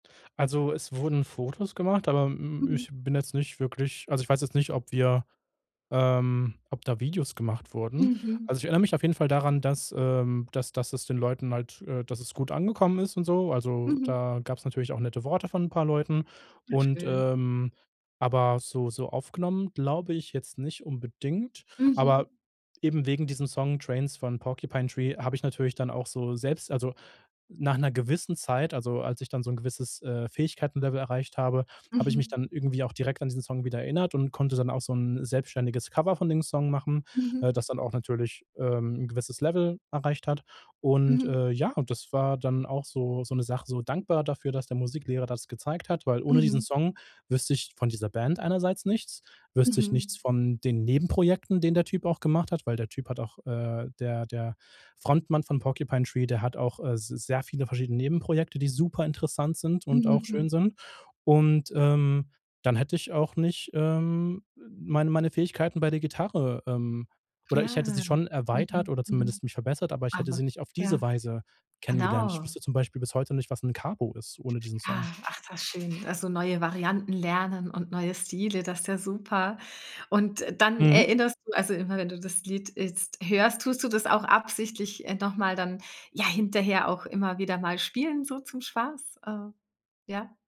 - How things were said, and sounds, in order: other background noise
- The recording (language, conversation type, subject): German, podcast, Welches Lied verbindest du mit deiner Schulzeit?
- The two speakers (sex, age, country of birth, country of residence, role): female, 40-44, Germany, Germany, host; male, 30-34, Germany, Germany, guest